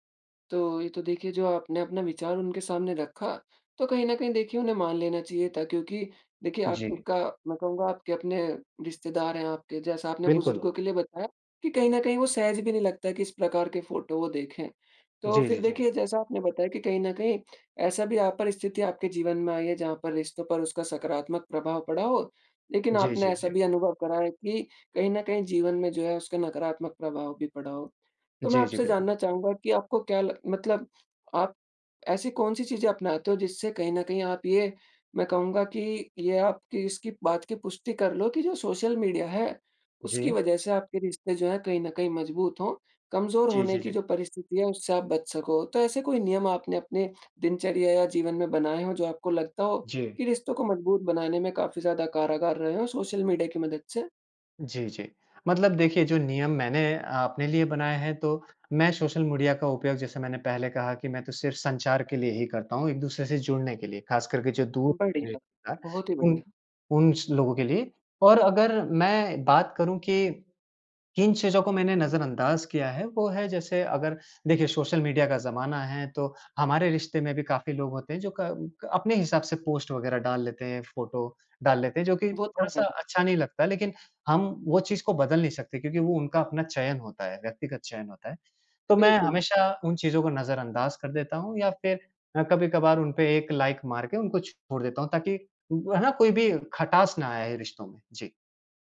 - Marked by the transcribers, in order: in English: "फोटो"; in English: "सोशल मीडिया"; in English: "सोशल मीडिया"; in English: "लाइक"
- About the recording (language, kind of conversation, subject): Hindi, podcast, सोशल मीडिया ने रिश्तों पर क्या असर डाला है, आपके हिसाब से?